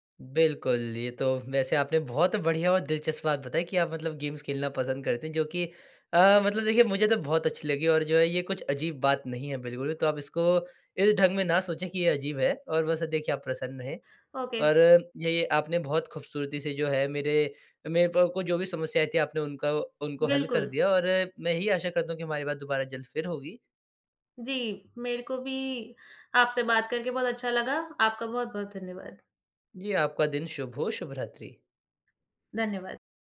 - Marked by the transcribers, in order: in English: "गेम्स"; in English: "ओके"
- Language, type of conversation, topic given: Hindi, podcast, आप अपने आराम क्षेत्र से बाहर निकलकर नया कदम कैसे उठाते हैं?